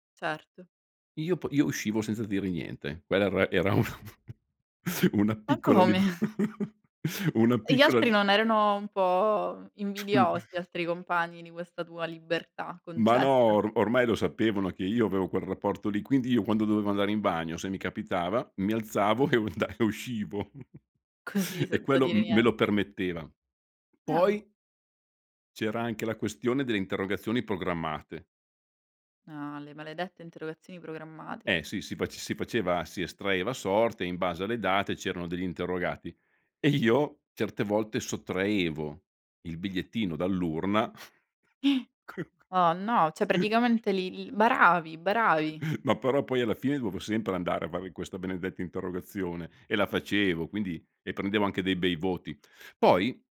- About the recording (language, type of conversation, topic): Italian, podcast, Quale insegnante ti ha segnato di più e perché?
- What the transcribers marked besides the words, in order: laughing while speaking: "una"; chuckle; laughing while speaking: "lib"; chuckle; chuckle; laughing while speaking: "e unda e uscivo"; chuckle; gasp; "Cioè" said as "ceh"; chuckle